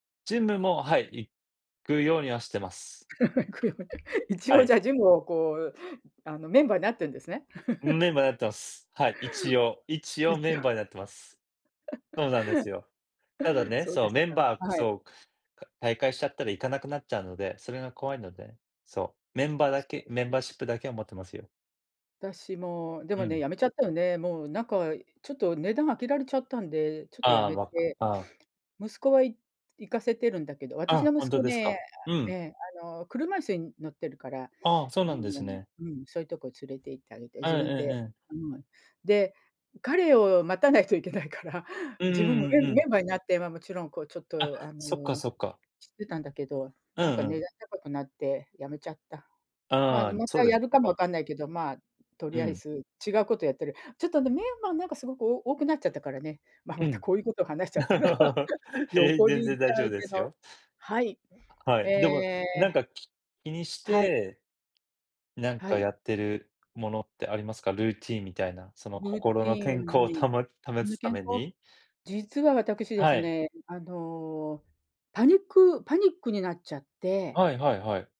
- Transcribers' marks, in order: laugh; laughing while speaking: "行くように 一応、じゃあ"; laugh; laugh; laugh; chuckle; unintelligible speech
- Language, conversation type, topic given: Japanese, unstructured, 心の健康について、もっと知りたいことは何ですか？